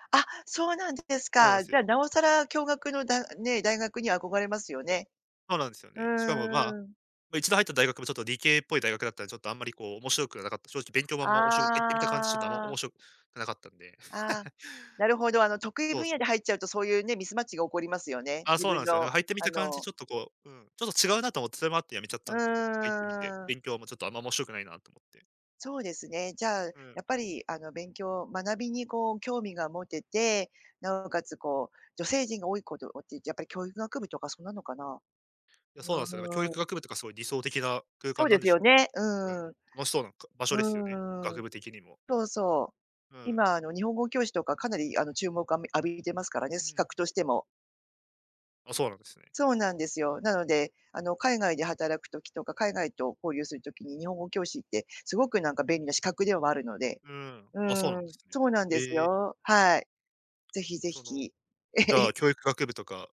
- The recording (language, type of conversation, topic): Japanese, advice, 学校に戻って学び直すべきか、どう判断すればよいですか？
- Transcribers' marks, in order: laugh; laugh